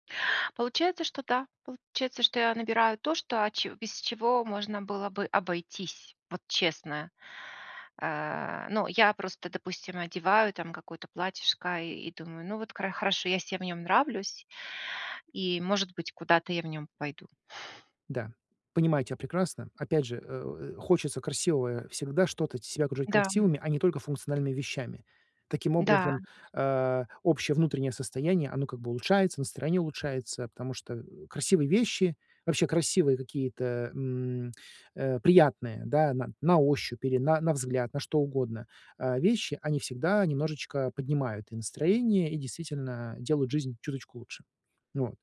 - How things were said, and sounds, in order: none
- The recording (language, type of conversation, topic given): Russian, advice, Почему я чувствую растерянность, когда иду за покупками?